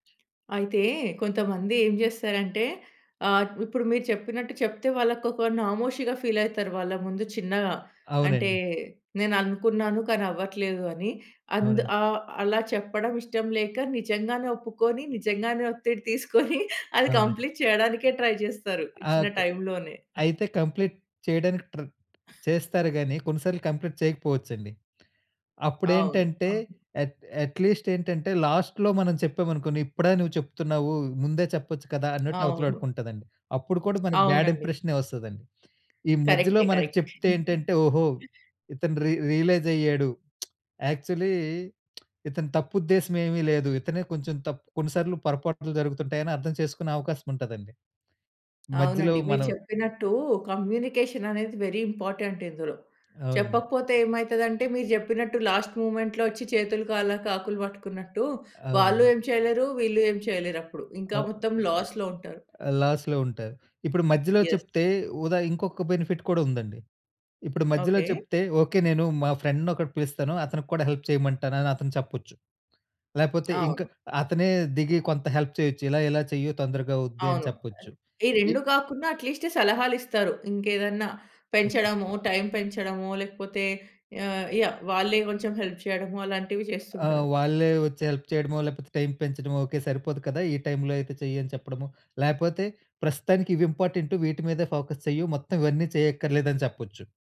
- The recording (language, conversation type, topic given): Telugu, podcast, ఒత్తిడిని మీరు ఎలా ఎదుర్కొంటారు?
- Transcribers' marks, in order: in English: "ఫీల్"; laughing while speaking: "ఒత్తిడి తీసుకొని అది కంప్లీట్ చేయడానికే ట్రై చేస్తారు ఇచ్చిన టైమ్‌లోనే"; in English: "కంప్లీట్"; in English: "ట్రై"; in English: "కంప్లీట్"; other noise; in English: "ట్రె"; in English: "కంప్లీట్"; in English: "అట్ అట్లీస్ట్"; in English: "లాస్ట్‌లో"; in English: "బ్యాడ్"; giggle; other background noise; in English: "రి రియలైజ్"; lip smack; in English: "యాక్చువలీ"; in English: "కమ్యూనికేషన్"; in English: "వెరీ ఇంపార్టెంట్"; in English: "లాస్ట్ మొమెంట్‌లో"; in English: "లాస్‌లో"; in English: "లాస్‌లో"; in English: "యెస్"; in English: "బెనిఫిట్"; in English: "ఫ్రెండ్‌ని"; in English: "హెల్ప్"; tapping; in English: "హెల్ప్"; in English: "ఎట్లీస్ట్"; in English: "హెల్ప్"; in English: "హెల్ప్"; in English: "ఫోకస్"